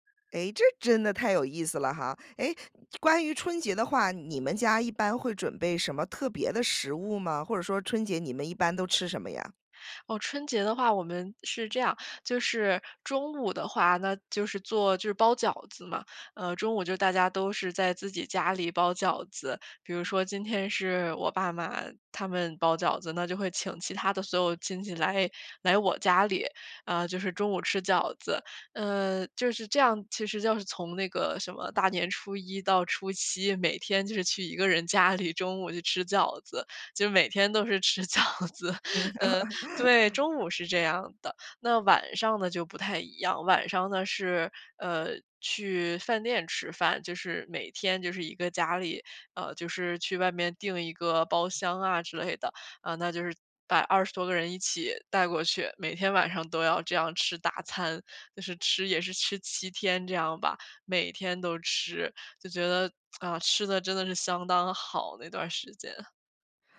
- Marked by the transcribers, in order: laughing while speaking: "饺子"; laugh; tsk
- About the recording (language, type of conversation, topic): Chinese, podcast, 能分享一次让你难以忘怀的节日回忆吗？